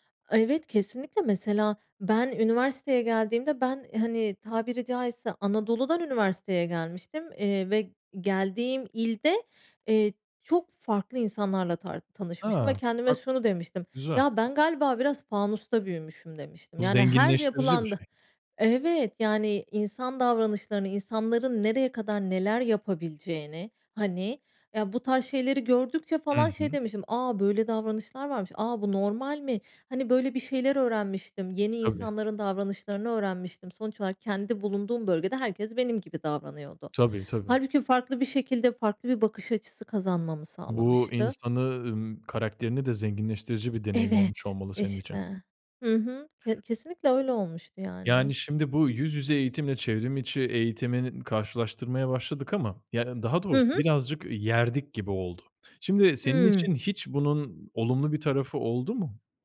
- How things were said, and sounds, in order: other background noise
- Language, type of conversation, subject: Turkish, podcast, Online derslerle yüz yüze eğitimi nasıl karşılaştırırsın, neden?